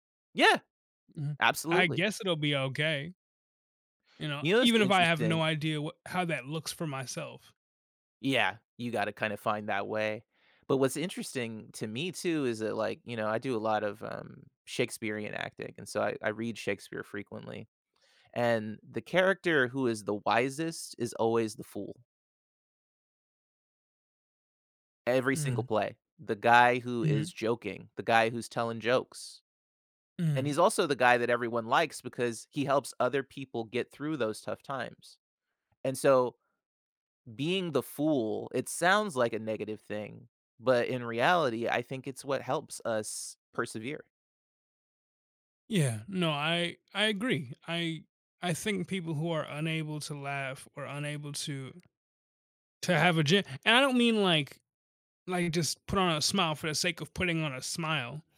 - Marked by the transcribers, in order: none
- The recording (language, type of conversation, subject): English, unstructured, How can we use shared humor to keep our relationship close?
- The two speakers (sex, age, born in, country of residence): male, 20-24, United States, United States; male, 40-44, United States, United States